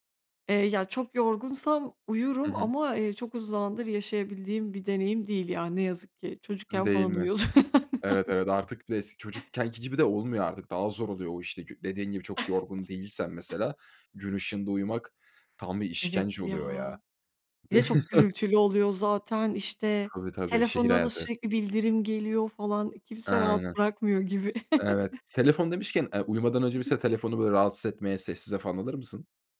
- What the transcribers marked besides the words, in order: laughing while speaking: "uyuyordum, aynen"; other background noise; chuckle; chuckle; tapping; chuckle
- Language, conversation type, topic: Turkish, podcast, Gece uyanıp tekrar uyuyamadığında bununla nasıl başa çıkıyorsun?